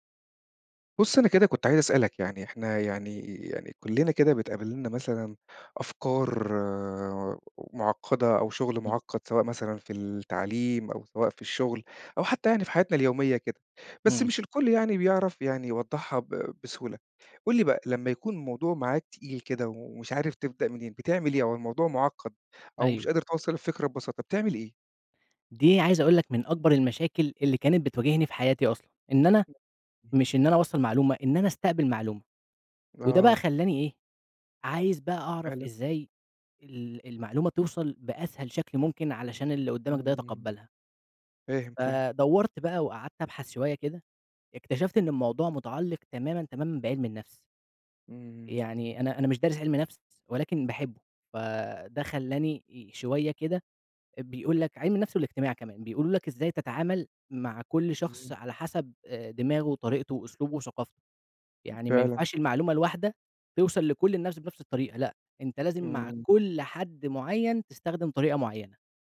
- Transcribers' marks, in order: unintelligible speech
- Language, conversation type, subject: Arabic, podcast, إزاي تشرح فكرة معقّدة بشكل بسيط؟